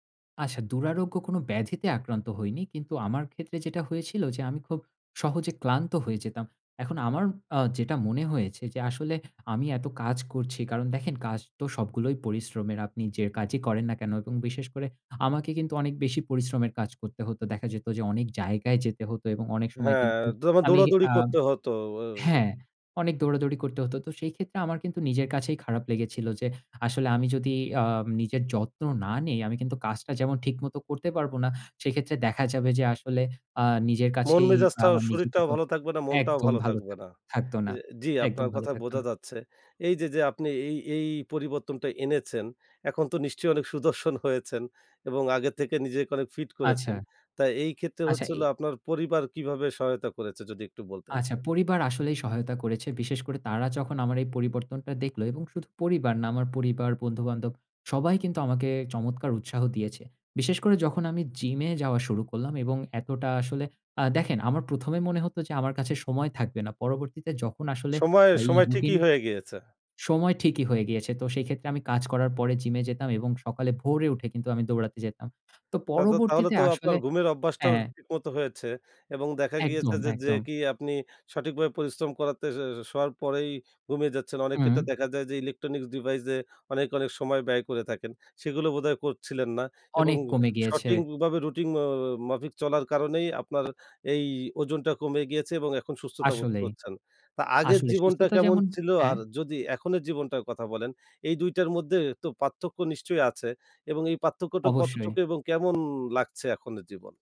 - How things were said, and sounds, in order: tapping; "যে" said as "যের"; "নিজেকেও" said as "নিজেকেক"; laughing while speaking: "সুদর্শন"; "সঠিকভাবে" said as "সঠিঙ্কভাবে"
- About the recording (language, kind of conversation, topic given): Bengali, podcast, তুমি কীভাবে নিয়মিত হাঁটা বা ব্যায়াম চালিয়ে যাও?